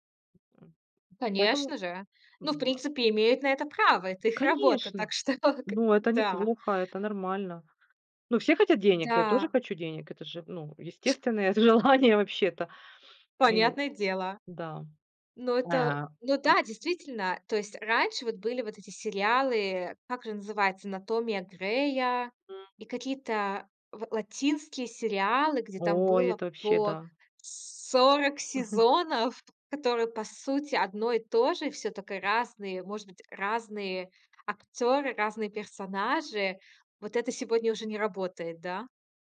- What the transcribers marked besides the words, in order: laughing while speaking: "Так что"; other background noise; laughing while speaking: "з желание вообще-то"; other noise
- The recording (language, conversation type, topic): Russian, podcast, Как социальные сети влияют на то, что мы смотрим?